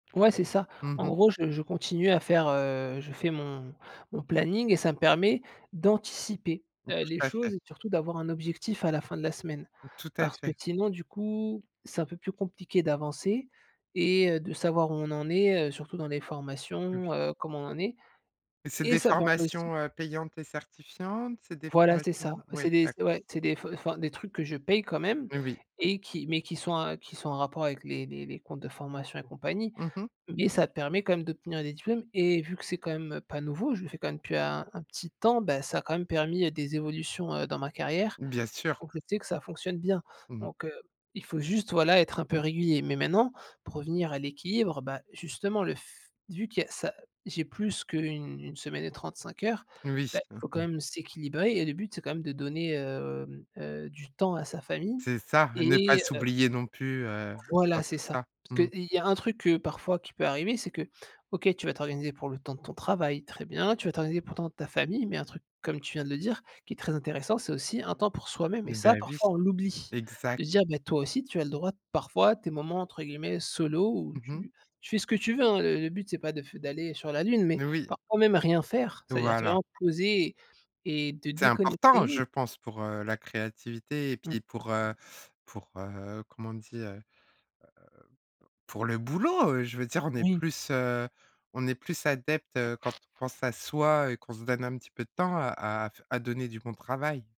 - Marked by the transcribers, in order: other noise; other background noise
- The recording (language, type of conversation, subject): French, podcast, Qu’est-ce qu’un bon équilibre entre vie professionnelle et vie personnelle, selon toi ?